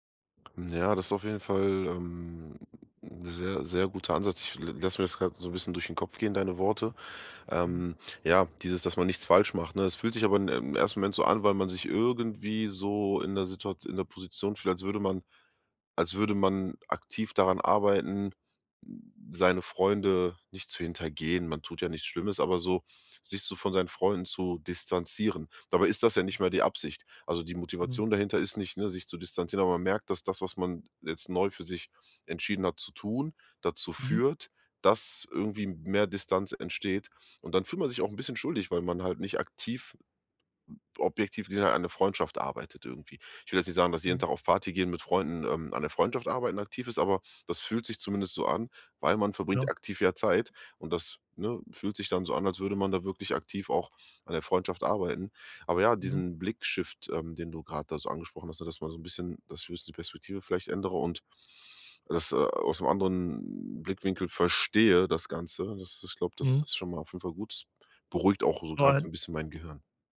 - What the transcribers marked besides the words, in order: other background noise; wind; in English: "Blick-Shift"; unintelligible speech
- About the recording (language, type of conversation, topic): German, advice, Wie kann ich mein Umfeld nutzen, um meine Gewohnheiten zu ändern?